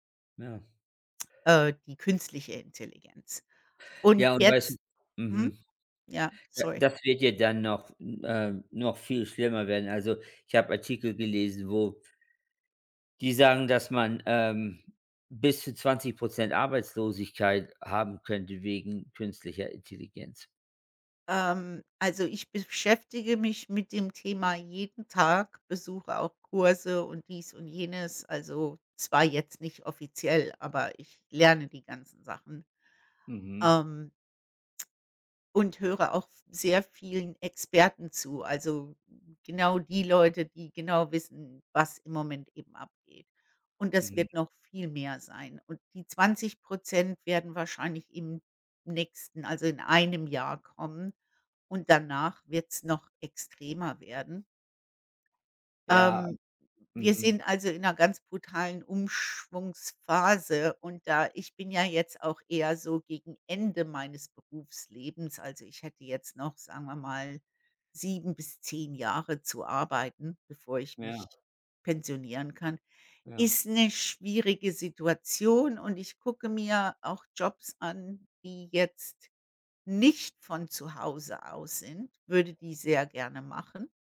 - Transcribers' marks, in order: none
- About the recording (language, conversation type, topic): German, unstructured, Was gibt dir das Gefühl, wirklich du selbst zu sein?